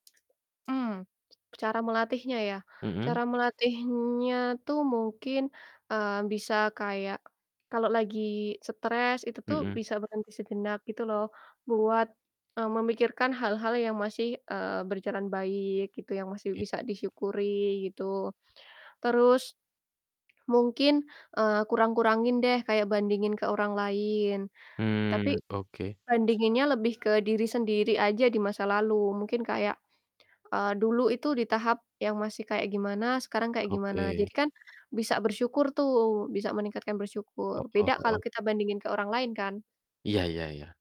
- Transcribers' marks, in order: static; tapping; distorted speech; other background noise
- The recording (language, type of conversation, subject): Indonesian, unstructured, Apa arti penting bersyukur dalam kehidupan sehari-hari?
- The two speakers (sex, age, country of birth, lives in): female, 20-24, Indonesia, Indonesia; male, 25-29, Indonesia, Indonesia